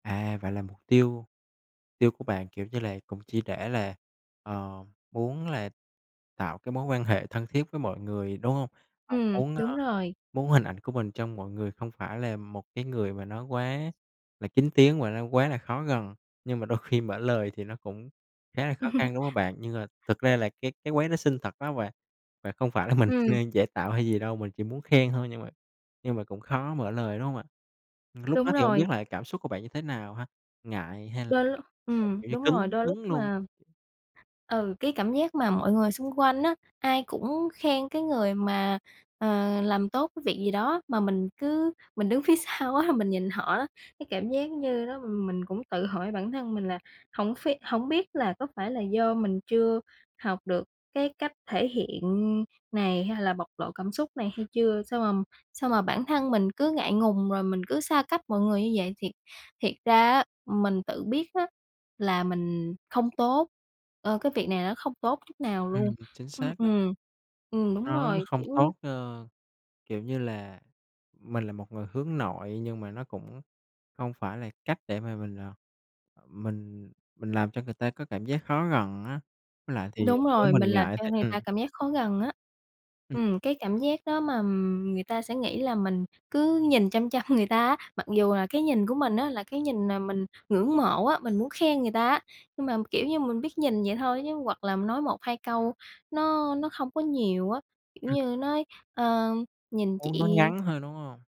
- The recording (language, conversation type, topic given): Vietnamese, advice, Làm thế nào để khen ngợi hoặc ghi nhận một cách chân thành để động viên người khác?
- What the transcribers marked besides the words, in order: tapping; chuckle; other background noise; laughing while speaking: "mình"; laughing while speaking: "sau"; laughing while speaking: "chăm"